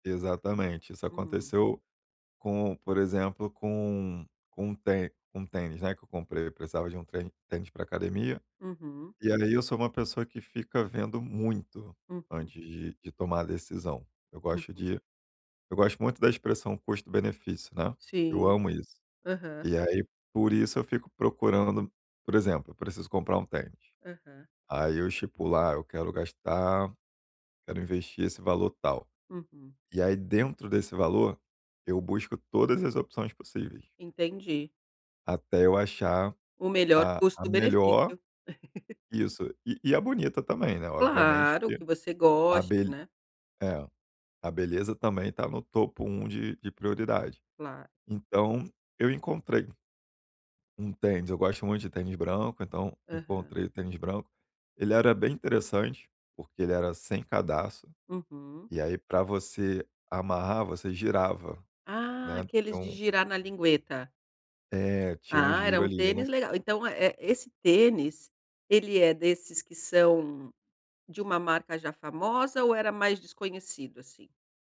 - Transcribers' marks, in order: laugh; tapping
- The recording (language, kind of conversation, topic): Portuguese, advice, Por que fico frustrado ao comprar roupas online?